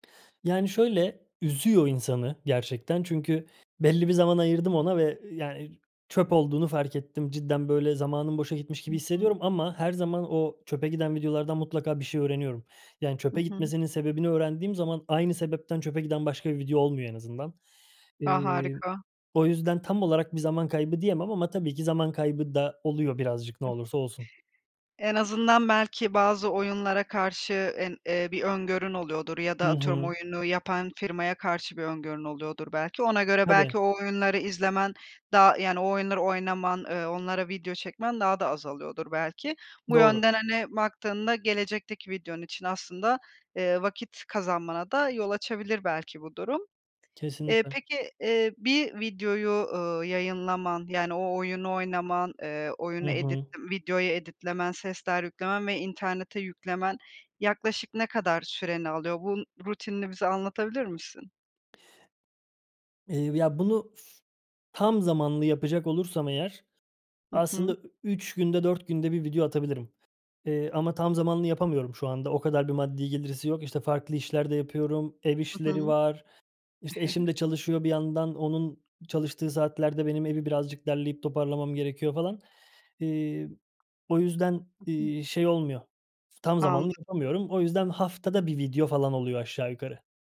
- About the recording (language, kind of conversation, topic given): Turkish, podcast, Yaratıcı tıkanıklıkla başa çıkma yöntemlerin neler?
- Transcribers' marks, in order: other noise; in English: "edit"; in English: "edit'lemen"; tapping; "getirisi" said as "gelirisi"; chuckle; unintelligible speech